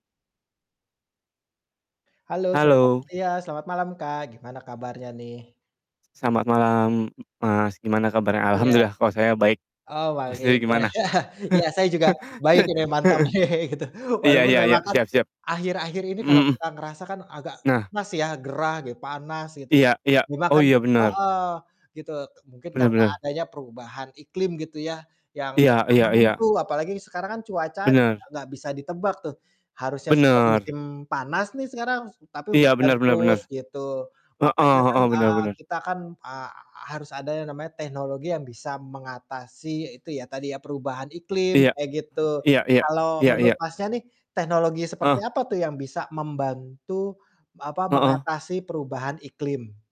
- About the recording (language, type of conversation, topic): Indonesian, unstructured, Apa peran sains dalam membantu memecahkan masalah lingkungan saat ini?
- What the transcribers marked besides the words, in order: laugh; chuckle; laughing while speaking: "Heeh"; distorted speech; static